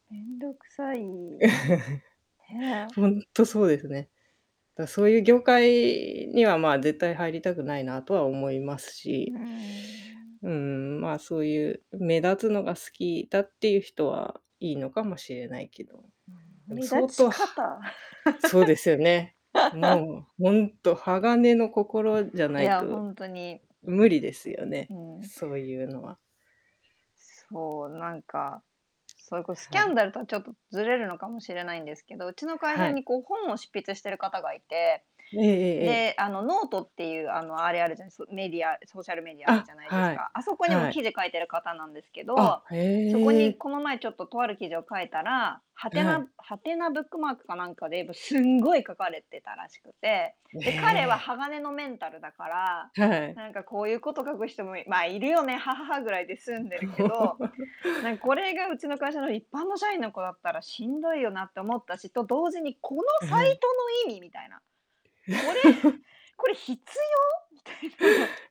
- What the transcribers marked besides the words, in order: static; distorted speech; laugh; other background noise; laugh; tapping; laugh; anticipating: "このサイトの意味"; laugh; laughing while speaking: "これ"; laughing while speaking: "みたいな"
- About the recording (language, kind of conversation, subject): Japanese, unstructured, 有名人のスキャンダル報道は必要だと思いますか？
- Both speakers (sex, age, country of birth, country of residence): female, 35-39, Japan, Japan; female, 40-44, Japan, Japan